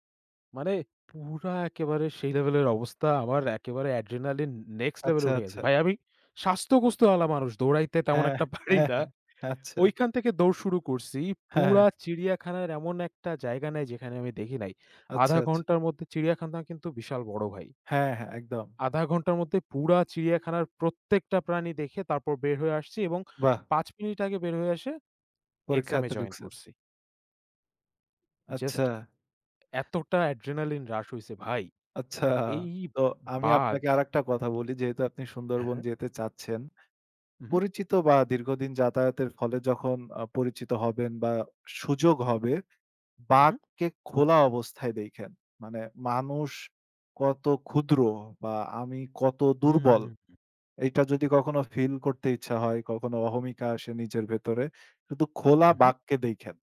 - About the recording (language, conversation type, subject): Bengali, unstructured, ভ্রমণ করার সময় তোমার সবচেয়ে ভালো স্মৃতি কোনটি ছিল?
- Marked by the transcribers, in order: in English: "অ্যাড্রিনালিন"; laughing while speaking: "হ্যাঁ, হ্যাঁ"; laughing while speaking: "পাড়ি না"; laughing while speaking: "হ্যাঁ, হ্যাঁ"; tapping; in English: "অ্যাড্রিনালিন হ্রাস"; laughing while speaking: "আচ্ছা"